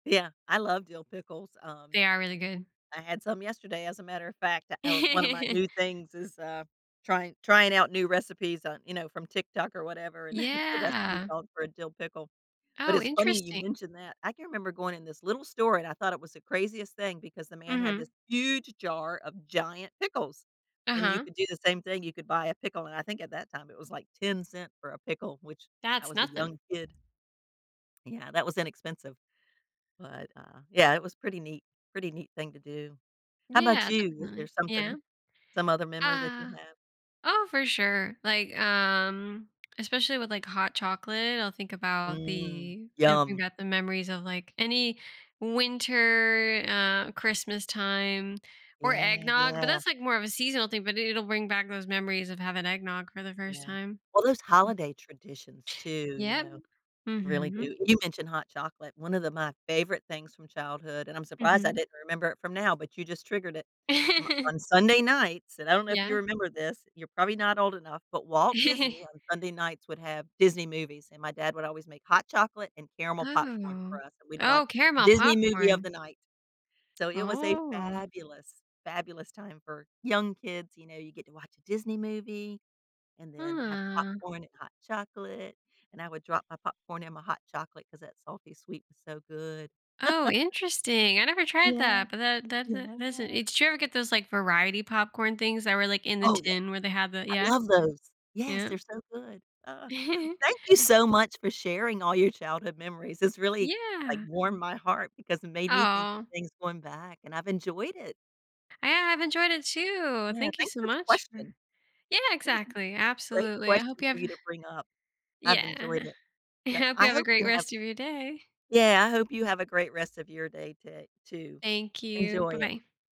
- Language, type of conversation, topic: English, unstructured, How do childhood memories shape the person you become?
- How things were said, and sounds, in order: giggle; chuckle; drawn out: "Yeah"; stressed: "huge"; other background noise; giggle; giggle; drawn out: "Oh"; drawn out: "Ooh"; drawn out: "Ah"; laugh; chuckle